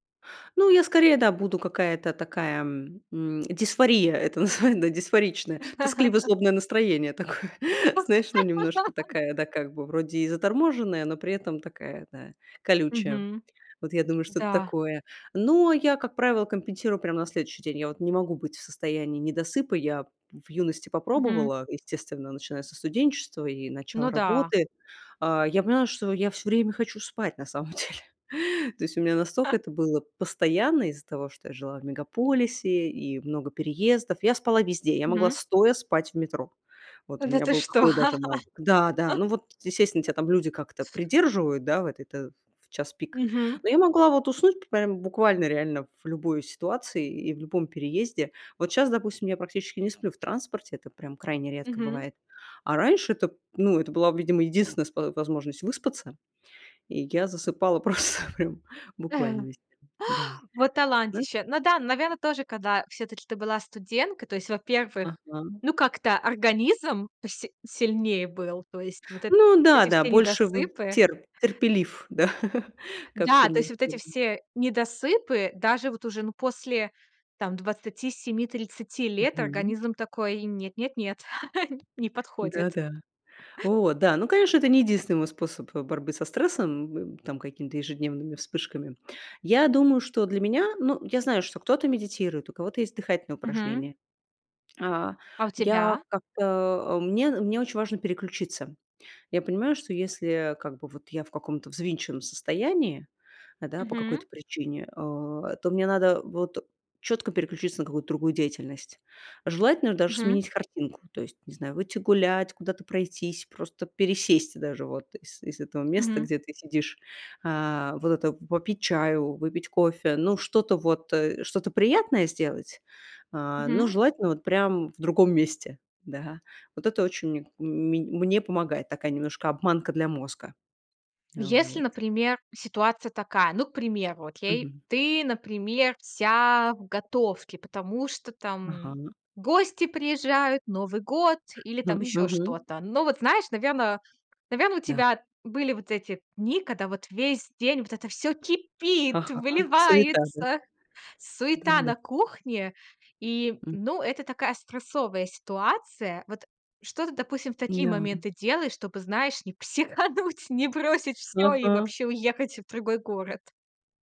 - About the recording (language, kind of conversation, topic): Russian, podcast, Что вы делаете, чтобы снять стресс за 5–10 минут?
- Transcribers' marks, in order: laughing while speaking: "называе"; laugh; laughing while speaking: "такое, знаешь"; laugh; laughing while speaking: "деле"; chuckle; laugh; laughing while speaking: "просто"; chuckle; chuckle; other background noise; chuckle; tapping; laughing while speaking: "не психануть, не бросить"